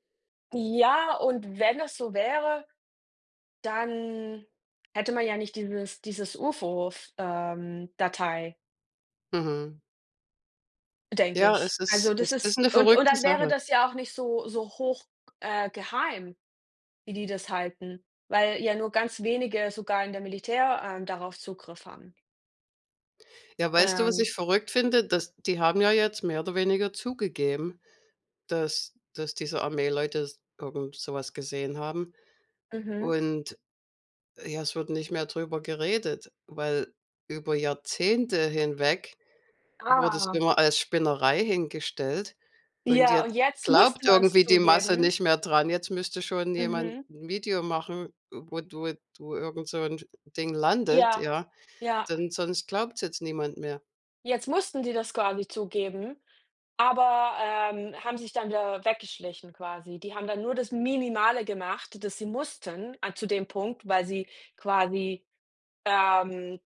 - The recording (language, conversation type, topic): German, unstructured, Warum glaubst du, dass manche Menschen an UFOs glauben?
- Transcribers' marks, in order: none